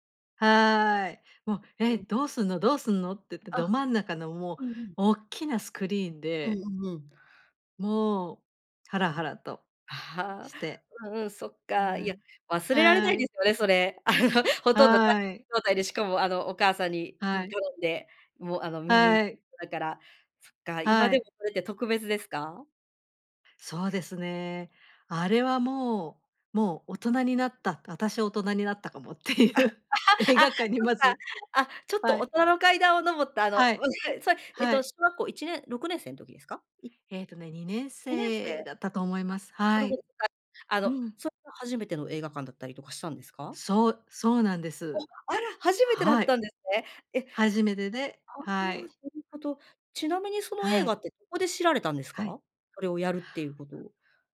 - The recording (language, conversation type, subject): Japanese, podcast, 映画館で忘れられない体験はありますか？
- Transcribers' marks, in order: other noise; laughing while speaking: "あの"; laughing while speaking: "かもっていう映画館に"; laugh